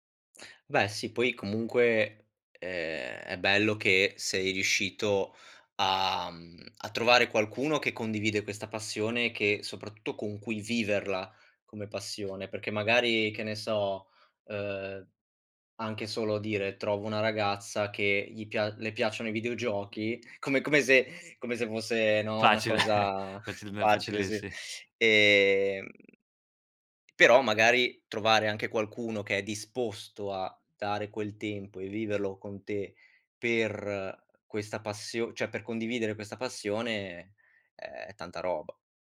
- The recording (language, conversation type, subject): Italian, podcast, Quale hobby ti fa dimenticare il tempo?
- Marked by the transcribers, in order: tapping; laughing while speaking: "Facile"; chuckle; "cioè" said as "ceh"